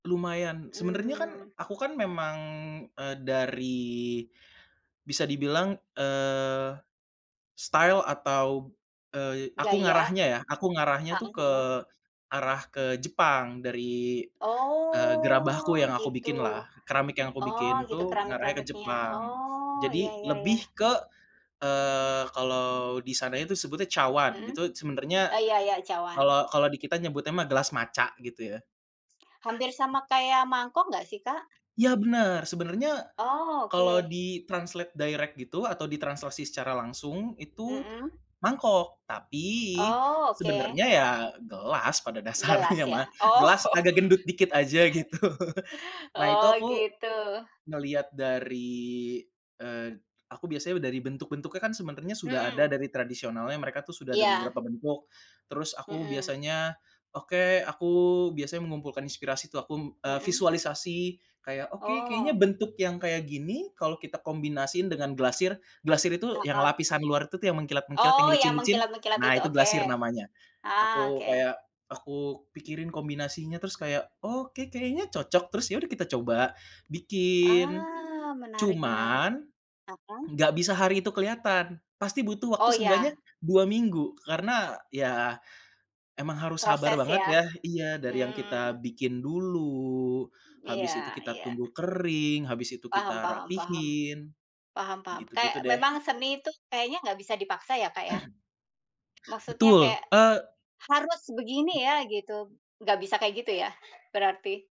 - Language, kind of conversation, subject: Indonesian, podcast, Bagaimana kamu menjaga konsistensi berkarya setiap hari?
- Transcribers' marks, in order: in English: "style"; other background noise; drawn out: "Oh"; in English: "matcha"; in English: "di-translate direct"; tapping; laughing while speaking: "dasarnya"; laughing while speaking: "Oh"; laughing while speaking: "gitu"; throat clearing; background speech